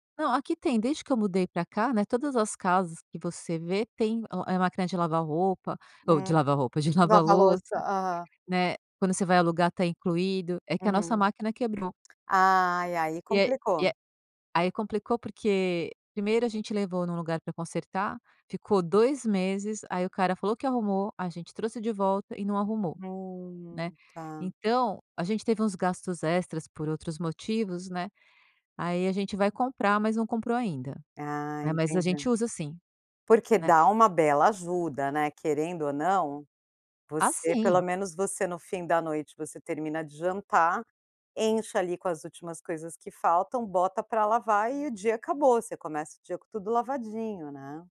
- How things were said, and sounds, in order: other noise; other background noise; tapping
- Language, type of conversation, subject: Portuguese, podcast, Como você evita distrações domésticas quando precisa se concentrar em casa?